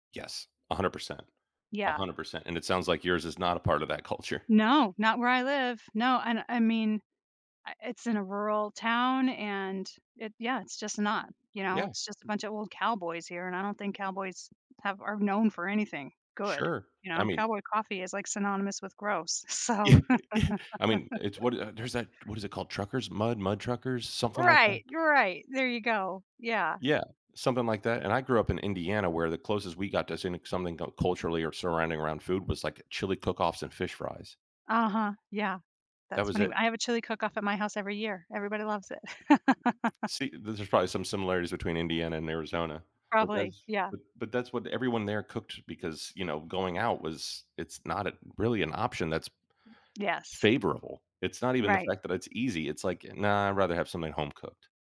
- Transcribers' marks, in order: other background noise; other noise; laugh; laugh
- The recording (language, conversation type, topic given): English, unstructured, How do you decide between dining out and preparing meals at home?
- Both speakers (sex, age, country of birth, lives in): female, 50-54, United States, United States; male, 35-39, United States, United States